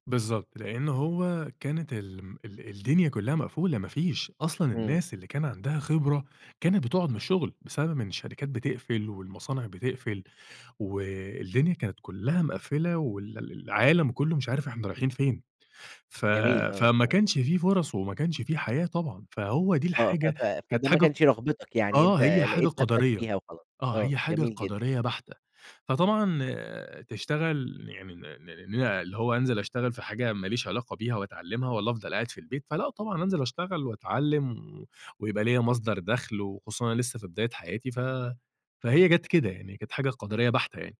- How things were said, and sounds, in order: unintelligible speech
- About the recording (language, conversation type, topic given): Arabic, podcast, إزاي قررت تسيب شغلانة مستقرة وتبدأ مشروعك؟